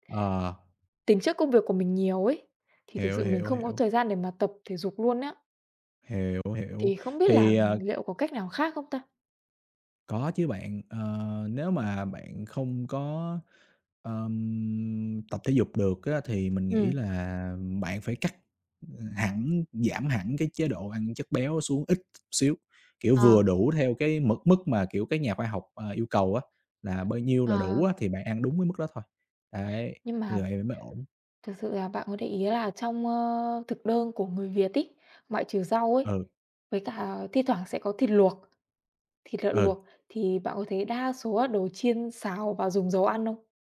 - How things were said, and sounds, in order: other background noise; tapping
- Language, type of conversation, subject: Vietnamese, unstructured, Bạn nghĩ sao về việc ăn quá nhiều đồ chiên giòn có thể gây hại cho sức khỏe?